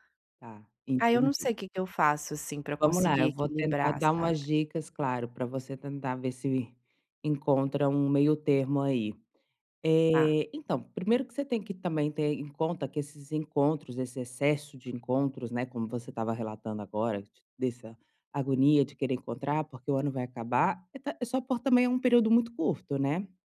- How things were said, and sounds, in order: other background noise; tapping
- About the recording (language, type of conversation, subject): Portuguese, advice, Como sei quando preciso descansar de eventos sociais?